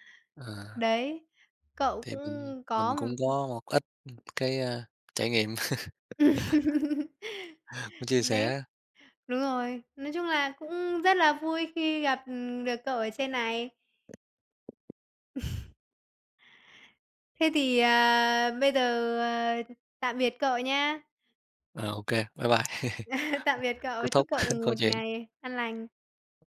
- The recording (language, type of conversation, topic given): Vietnamese, unstructured, Bạn thường dành thời gian cho gia đình như thế nào?
- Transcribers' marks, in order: other background noise; tapping; chuckle; laugh; chuckle; chuckle